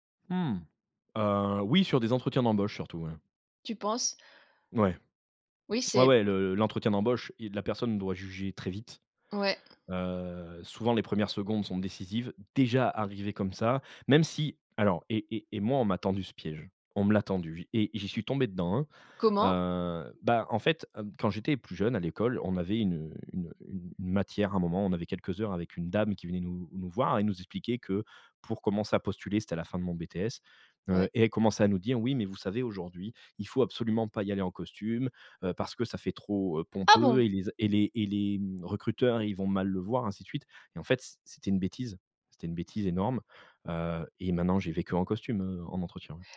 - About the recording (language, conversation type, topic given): French, podcast, Quel style te donne tout de suite confiance ?
- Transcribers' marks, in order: tapping